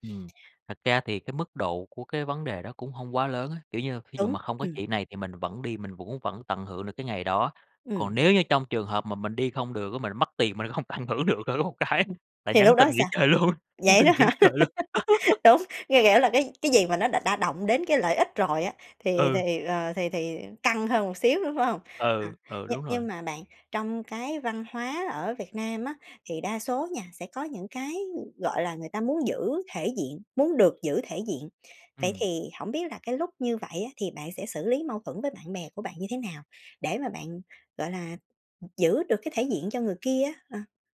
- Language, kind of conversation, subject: Vietnamese, podcast, Bạn xử lý mâu thuẫn với bạn bè như thế nào?
- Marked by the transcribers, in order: laughing while speaking: "cũng hông tận hưởng được thử một cái"; laughing while speaking: "hả?"; laughing while speaking: "luôn, nhắn tin nghỉ chơi luôn"; laugh; tapping